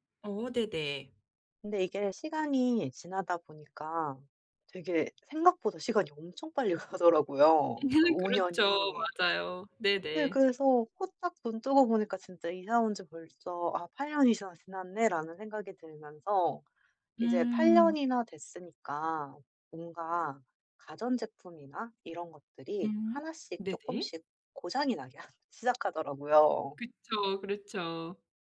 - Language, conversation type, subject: Korean, advice, 이사할지 말지 어떻게 결정하면 좋을까요?
- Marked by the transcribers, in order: other background noise; laughing while speaking: "가더라고요"; laugh; background speech